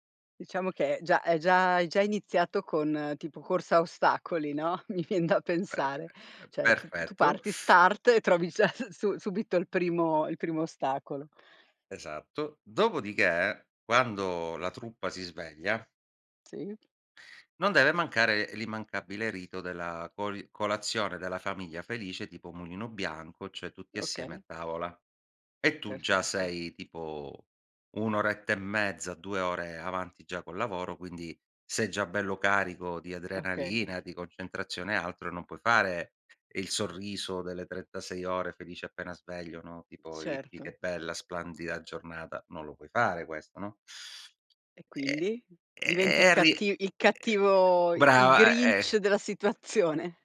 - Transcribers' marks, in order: laughing while speaking: "mi vien"; "Cioè" said as "ceh"; in English: "start"; teeth sucking; laughing while speaking: "già"; other background noise; tapping; "cioè" said as "ceh"; teeth sucking
- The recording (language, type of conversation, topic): Italian, podcast, Come bilanciate concretamente lavoro e vita familiare nella vita di tutti i giorni?
- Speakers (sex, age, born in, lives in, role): female, 50-54, Italy, Italy, host; male, 40-44, Italy, Italy, guest